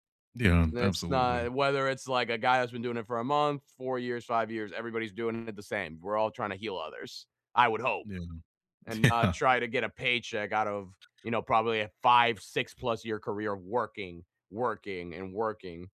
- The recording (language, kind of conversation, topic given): English, unstructured, What hobby pushed you out of your comfort zone, and what happened next?
- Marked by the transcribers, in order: laughing while speaking: "Yeah"; tapping; other background noise